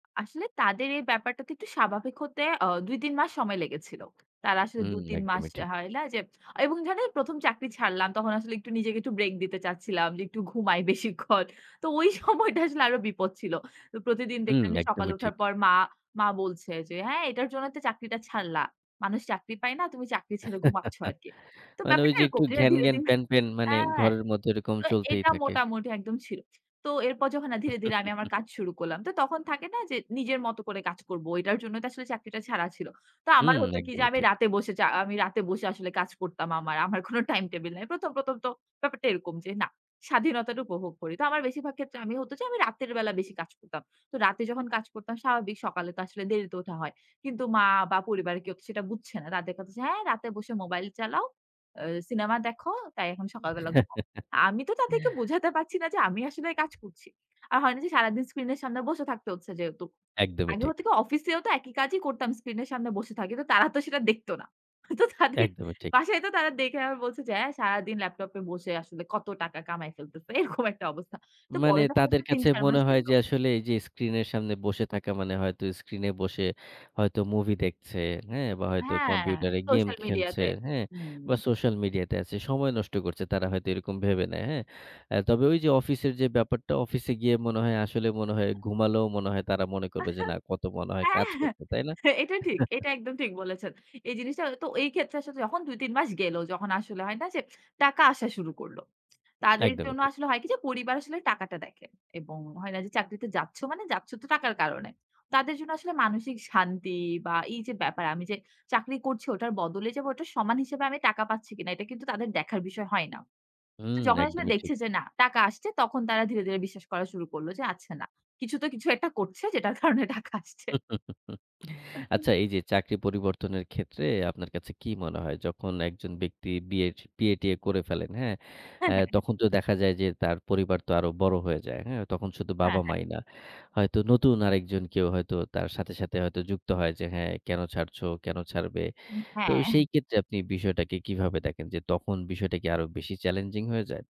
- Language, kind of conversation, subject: Bengali, podcast, চাকরি পরিবর্তনের সিদ্ধান্তে আপনার পরিবার কীভাবে প্রতিক্রিয়া দেখিয়েছিল?
- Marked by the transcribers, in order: other background noise; laughing while speaking: "বেশিক্ষণ। তো ওই সময়টা"; chuckle; chuckle; laughing while speaking: "আমার কোনো"; chuckle; laughing while speaking: "তো তাদের"; laughing while speaking: "এরকম"; laughing while speaking: "আ হ্যাঁ। এহ"; chuckle; laughing while speaking: "যেটার কারণে টাকা আসছে"; chuckle; laughing while speaking: "হ্যাঁ, হ্যাঁ"; laughing while speaking: "উ হ্যাঁ"